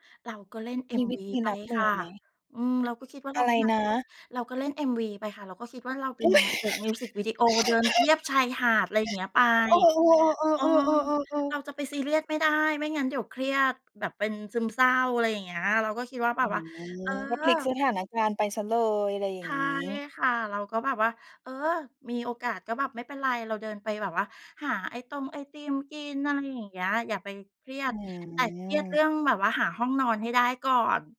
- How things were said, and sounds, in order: laughing while speaking: "อุ๊ย"; laugh; other background noise
- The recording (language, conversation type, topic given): Thai, podcast, คุณเคยรู้สึกโดดเดี่ยวทั้งที่มีคนอยู่รอบตัวไหม และอยากเล่าให้ฟังไหม?